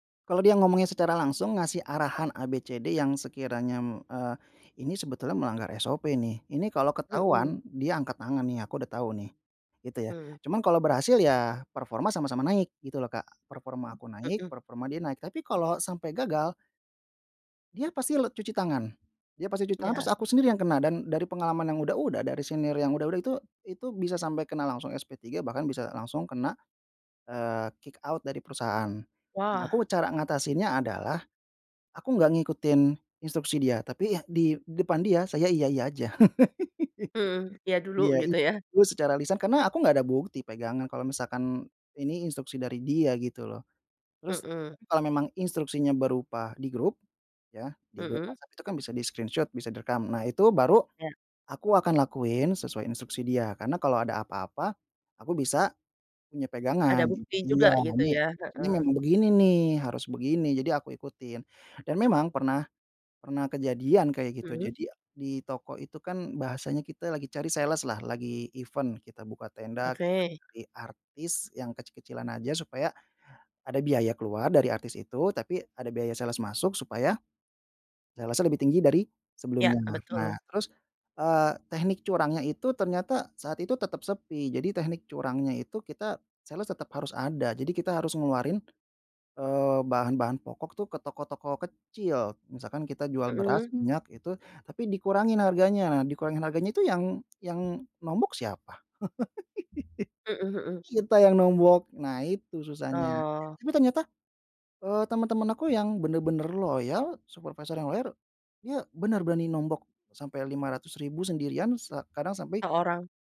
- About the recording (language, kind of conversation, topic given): Indonesian, podcast, Bagaimana kamu menghadapi tekanan sosial saat harus mengambil keputusan?
- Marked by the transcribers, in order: tapping; in English: "kick out"; laughing while speaking: "gitu ya"; chuckle; in English: "di-screenshoot"; in English: "sales-lah"; in English: "event"; in English: "sales"; in English: "sales-nya"; in English: "sales"; other background noise; chuckle